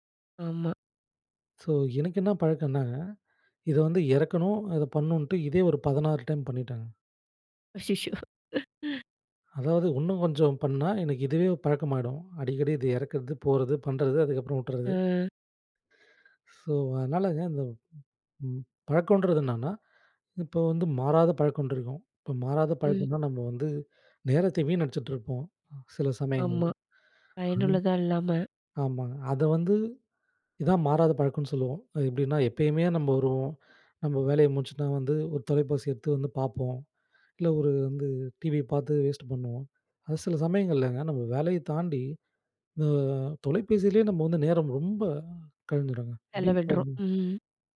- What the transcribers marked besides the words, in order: laughing while speaking: "அச்சிச்சோ!"; drawn out: "அ"; in English: "வேஸ்ட்டு"
- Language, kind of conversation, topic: Tamil, podcast, மாறாத பழக்கத்தை மாற்ற ஆசை வந்தா ஆரம்பம் எப்படி?